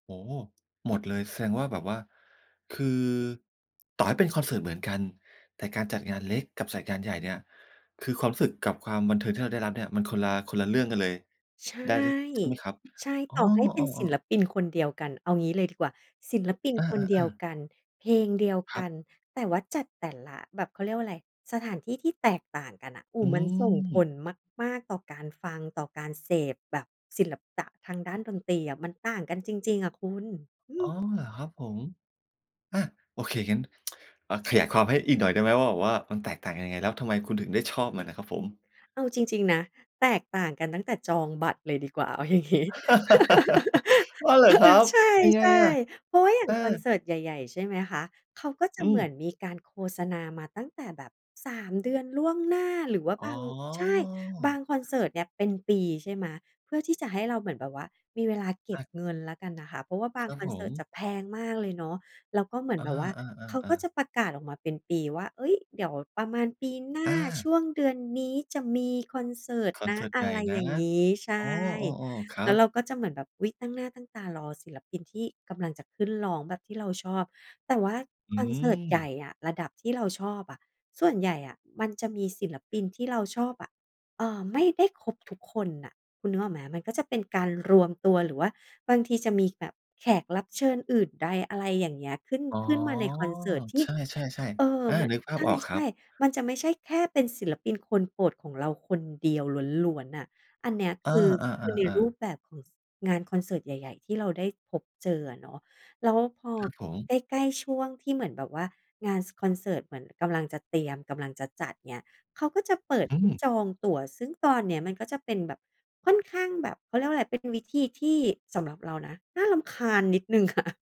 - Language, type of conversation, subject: Thai, podcast, ชอบบรรยากาศคอนเสิร์ตเล็กหรือคอนเสิร์ตใหญ่มากกว่ากัน?
- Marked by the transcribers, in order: tapping; other background noise; tsk; laugh; laughing while speaking: "อย่างงี้"; laugh; drawn out: "อ๋อ"; drawn out: "อ๋อ"; laughing while speaking: "ค่ะ"